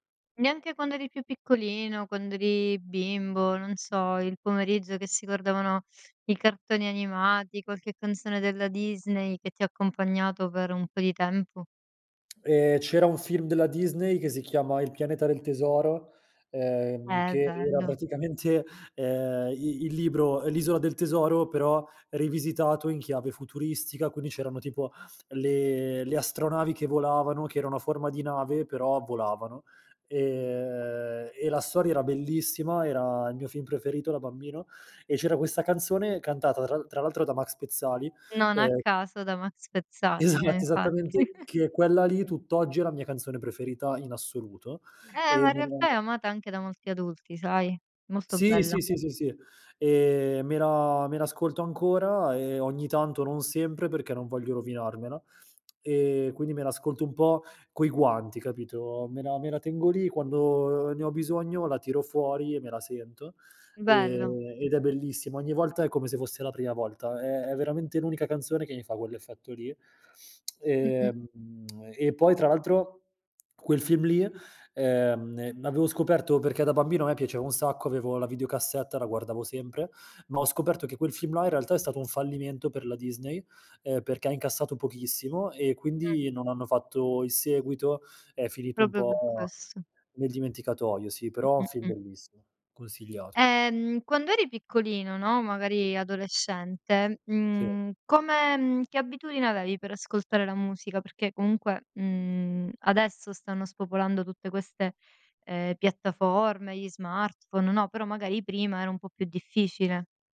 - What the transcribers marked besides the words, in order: laughing while speaking: "Esatto"; laughing while speaking: "infatti"; chuckle; lip smack; lip smack; "Proprio" said as "propio"
- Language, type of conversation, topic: Italian, podcast, Qual è la colonna sonora della tua adolescenza?